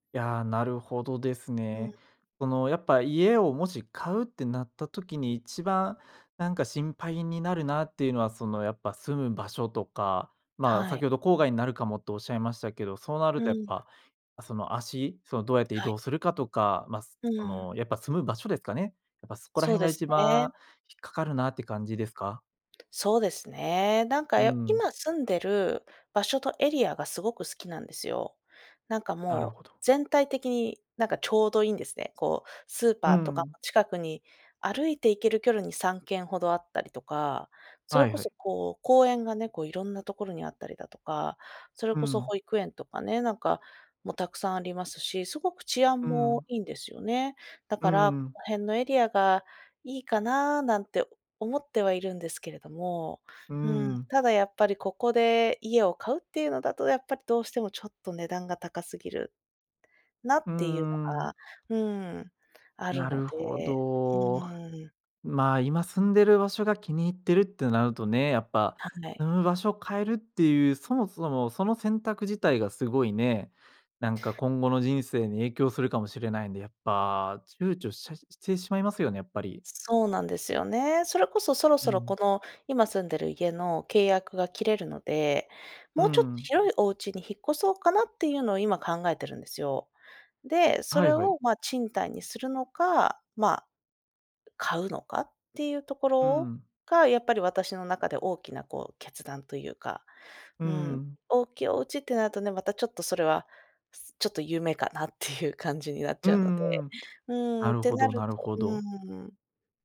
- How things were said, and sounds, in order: chuckle
- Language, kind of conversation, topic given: Japanese, advice, 住宅を買うべきか、賃貸を続けるべきか迷っていますが、どう判断すればいいですか?